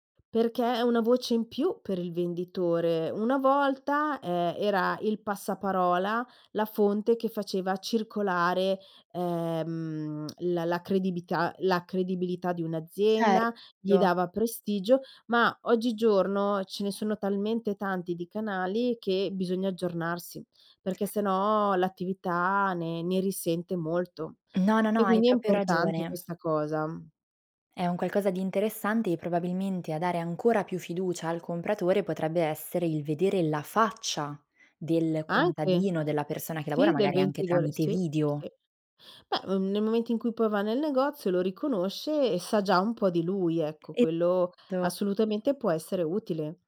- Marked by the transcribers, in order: lip smack; "credibilità" said as "credibità"; "proprio" said as "propio"; "venditore" said as "ventitore"
- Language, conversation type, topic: Italian, podcast, Hai consigli per sostenere i piccoli produttori della tua zona?